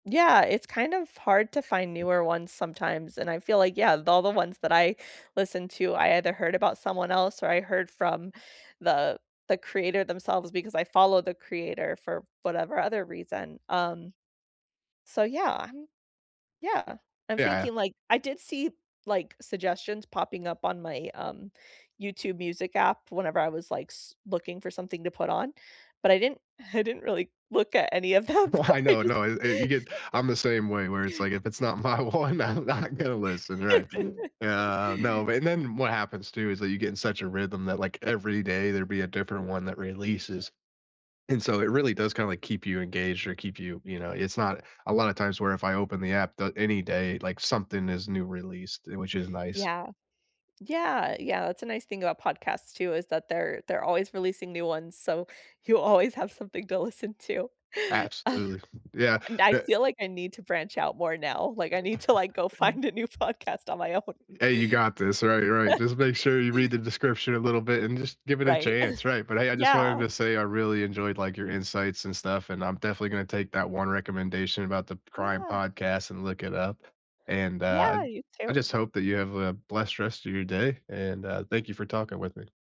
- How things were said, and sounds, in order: other background noise; laughing while speaking: "Well"; laughing while speaking: "them, I just"; laugh; laughing while speaking: "not my one, I'm not gonna listen, right?"; laugh; background speech; laughing while speaking: "you always have something to listen to"; sigh; tapping; laugh; laughing while speaking: "like, go find a new podcast on my own"; chuckle; chuckle
- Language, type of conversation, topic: English, unstructured, Which podcasts keep you company on commutes and chores, and why do they fit your routine?
- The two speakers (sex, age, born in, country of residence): female, 35-39, United States, United States; male, 35-39, United States, United States